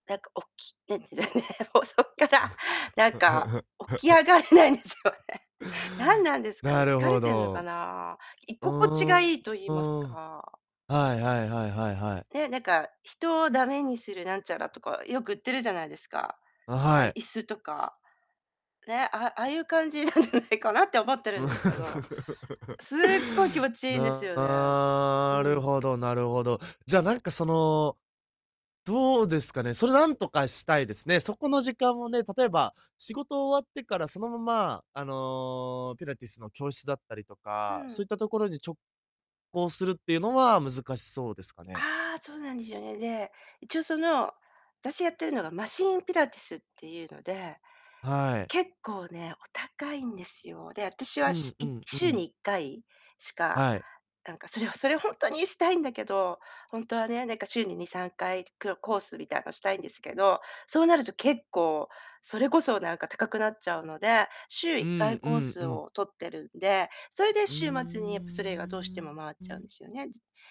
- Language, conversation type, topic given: Japanese, advice, 運動不足を無理なく解消するにはどうすればよいですか？
- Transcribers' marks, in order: laughing while speaking: "おき ね、もう、そっから"; unintelligible speech; other background noise; laugh; laughing while speaking: "起き上がれないんですよね"; distorted speech; "居心地" said as "いここち"; laughing while speaking: "なんじゃないかな"; laugh; drawn out: "なるほど"; tapping; drawn out: "うーん"